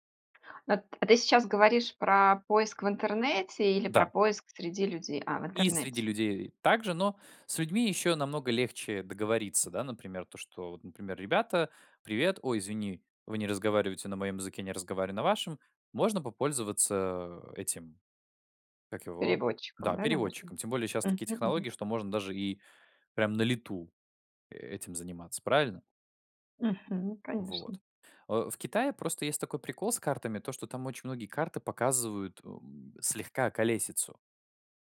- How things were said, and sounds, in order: tapping
- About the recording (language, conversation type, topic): Russian, podcast, Расскажи о человеке, который показал тебе скрытое место?